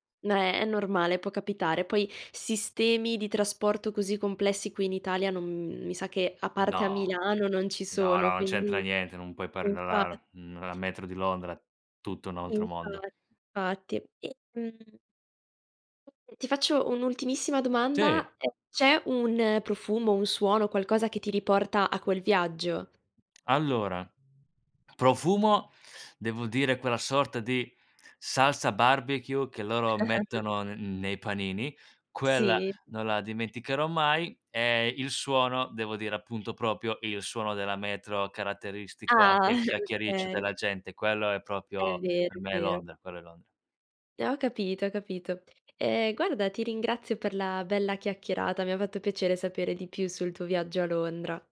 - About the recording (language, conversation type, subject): Italian, podcast, Qual è un viaggio che non dimenticherai mai?
- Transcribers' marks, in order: "paragonare" said as "pargoar"; "altro" said as "oltro"; other background noise; tapping; chuckle; "proprio" said as "propio"; chuckle; "proprio" said as "propio"